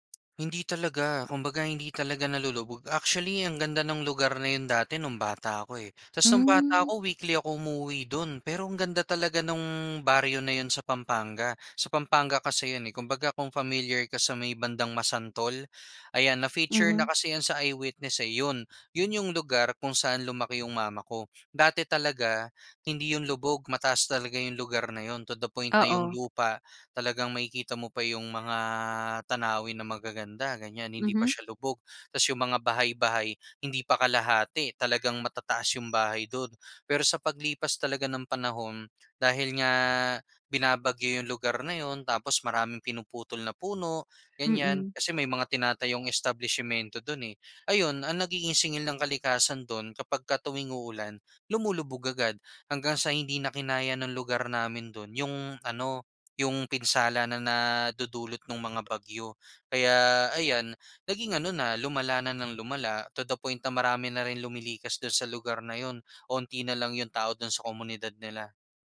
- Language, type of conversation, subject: Filipino, podcast, Anong mga aral ang itinuro ng bagyo sa komunidad mo?
- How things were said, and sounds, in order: tapping; other street noise; other background noise